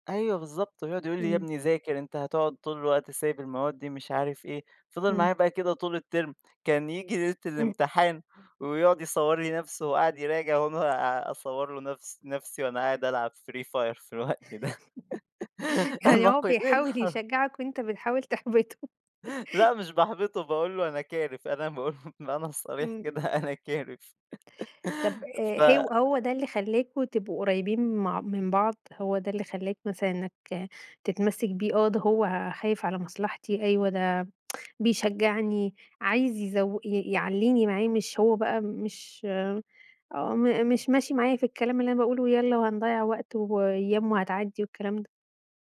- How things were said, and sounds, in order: in English: "الterm"; other noise; tapping; laugh; laughing while speaking: "النقيضين حر"; laugh; laughing while speaking: "أنا باقول له بالمعنى الصريح كده أنا كارف"; laugh; tsk
- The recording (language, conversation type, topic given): Arabic, podcast, إحكيلي عن صداقة أثرت فيك إزاي؟